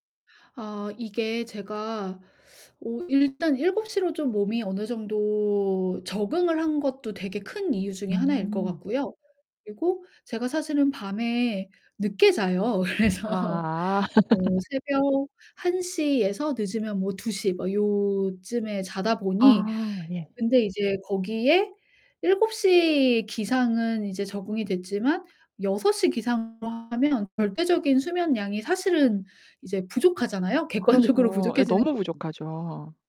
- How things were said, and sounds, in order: mechanical hum; drawn out: "정도"; other background noise; laughing while speaking: "그래서"; laugh; tapping; distorted speech; laughing while speaking: "객관적으로 부족해지는 거"
- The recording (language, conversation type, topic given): Korean, advice, 아침 루틴을 시작하기가 왜 이렇게 어려울까요?